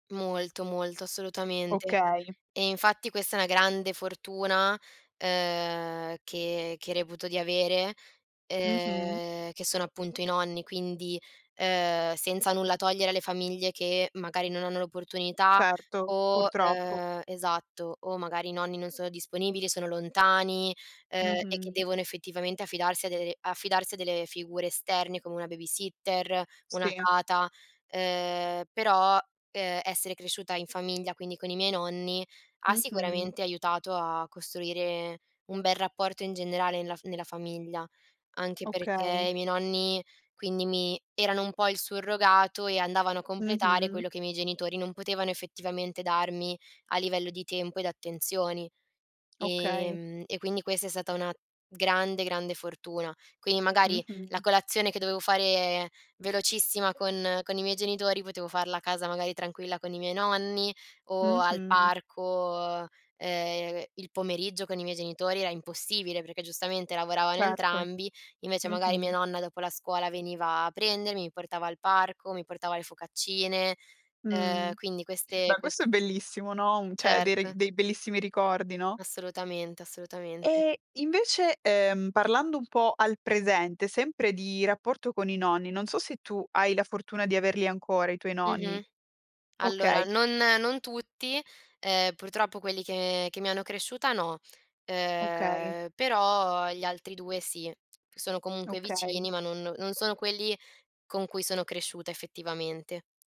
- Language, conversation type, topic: Italian, podcast, Come si costruisce la fiducia tra i membri della famiglia?
- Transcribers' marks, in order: tapping; "Quindi" said as "quini"; "cioè" said as "ceh"